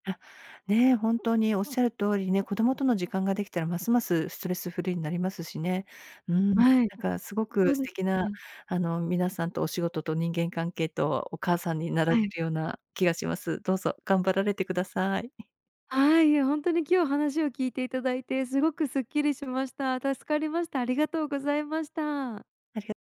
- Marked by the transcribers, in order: other background noise
- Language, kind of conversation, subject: Japanese, advice, 仕事が多すぎて終わらないとき、どうすればよいですか？